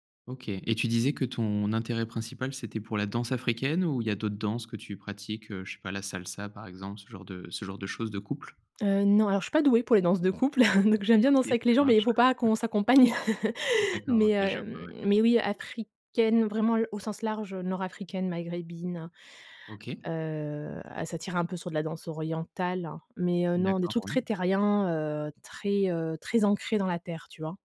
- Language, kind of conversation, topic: French, advice, Pourquoi n’arrive-je plus à prendre du plaisir à mes passe-temps habituels ?
- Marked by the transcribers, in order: other background noise; chuckle; laughing while speaking: "Donc j'aime bien danser avec … s'accompagne. Mais heu"; unintelligible speech; stressed: "orientale"